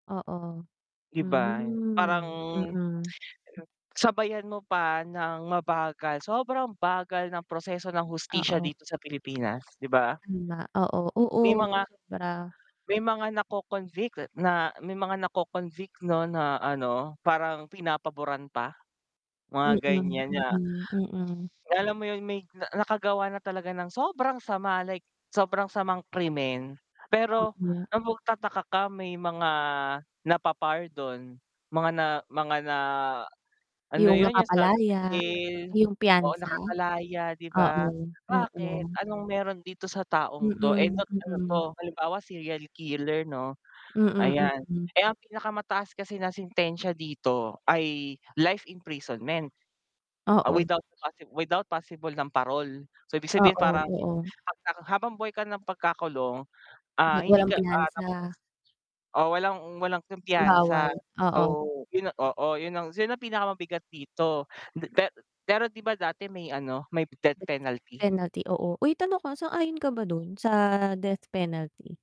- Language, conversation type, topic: Filipino, unstructured, Paano mo tinitingnan ang pagtaas ng krimen sa mga lungsod?
- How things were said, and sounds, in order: distorted speech; drawn out: "mhm"; tsk; static; unintelligible speech; bird; unintelligible speech; other background noise; unintelligible speech